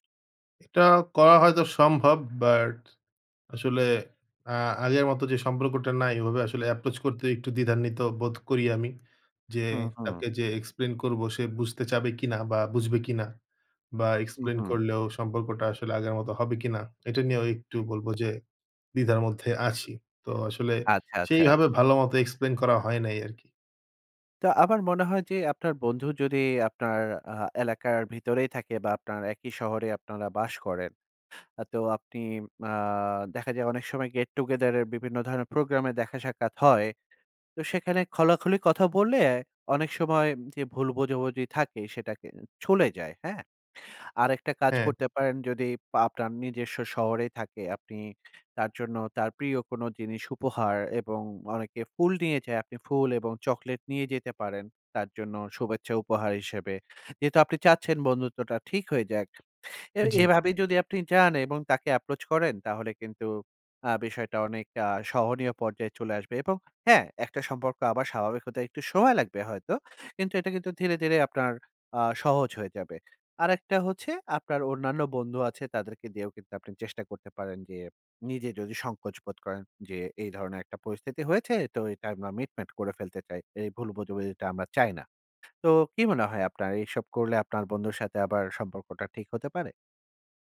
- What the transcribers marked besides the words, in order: in English: "approach"; in English: "explain"; in English: "explain"; "সেইভাবে" said as "সেইহাবে"; in English: "explain"; in English: "get together"; "খোলাখুলি" said as "খলাখলি"; lip smack; "আপনার" said as "পাপনার"; in English: "approach"
- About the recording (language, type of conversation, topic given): Bengali, advice, টেক্সট বা ইমেইলে ভুল বোঝাবুঝি কীভাবে দূর করবেন?